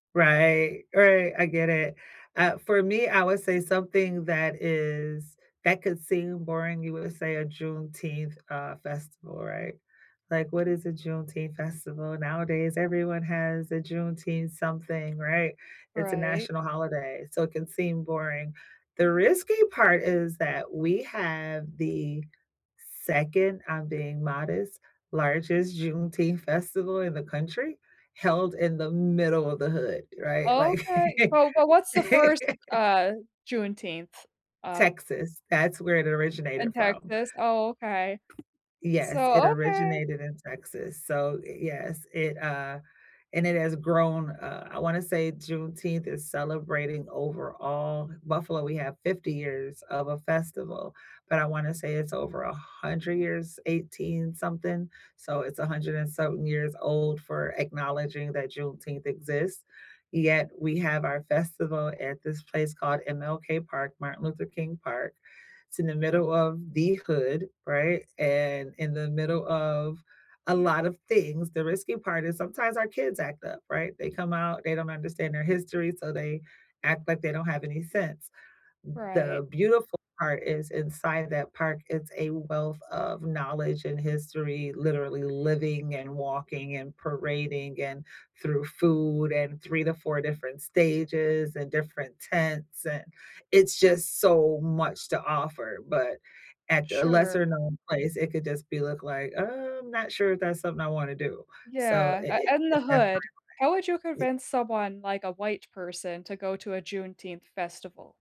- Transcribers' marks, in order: tapping; laugh; other background noise; unintelligible speech
- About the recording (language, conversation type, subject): English, unstructured, How do you persuade someone to visit a less popular destination?
- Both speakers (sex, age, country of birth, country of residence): female, 30-34, United States, United States; female, 50-54, United States, United States